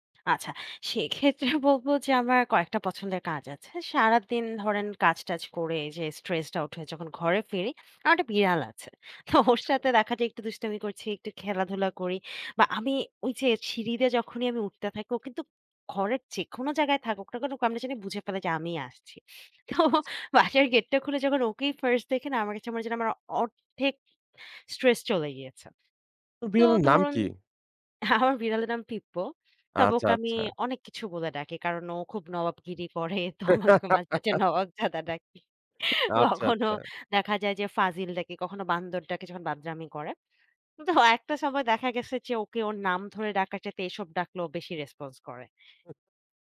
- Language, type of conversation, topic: Bengali, podcast, কাজ শেষে ঘরে ফিরে শান্ত হতে আপনি কী করেন?
- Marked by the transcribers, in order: chuckle; in English: "stressed out"; chuckle; laughing while speaking: "তো বাসার গেটটা খুলে"; laughing while speaking: "আমার বিড়ালের নাম পিপ্পো"; giggle; laughing while speaking: "তো মাঝ মাঝে নবাবজাদা ডাকি। কখনো"; unintelligible speech; tapping; in English: "response"